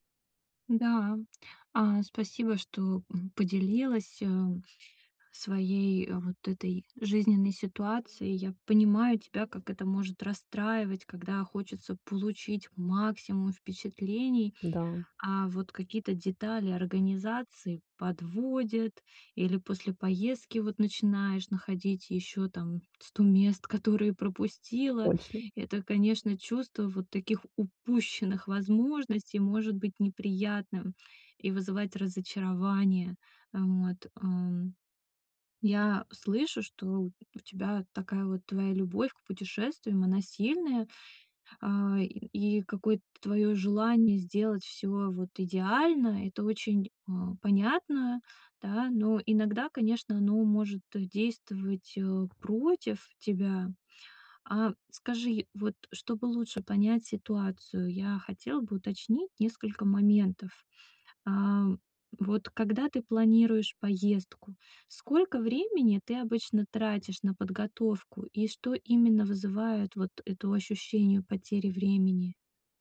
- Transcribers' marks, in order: other background noise; stressed: "упущенных"; tapping
- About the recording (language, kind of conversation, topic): Russian, advice, Как лучше планировать поездки, чтобы не терять время?